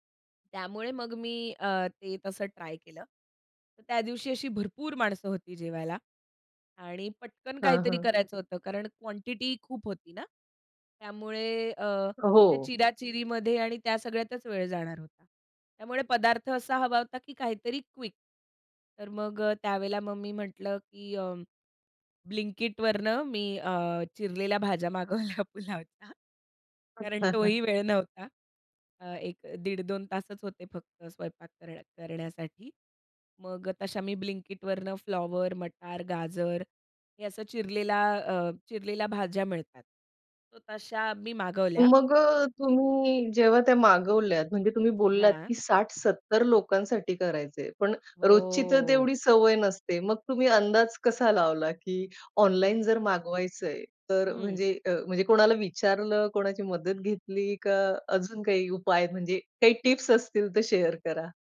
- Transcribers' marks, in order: in English: "क्विक"; laughing while speaking: "भाज्या मागवल्या पुलावचा"; chuckle; drawn out: "हो"; in English: "शेअर"
- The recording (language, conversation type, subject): Marathi, podcast, मेहमान आले तर तुम्ही काय खास तयार करता?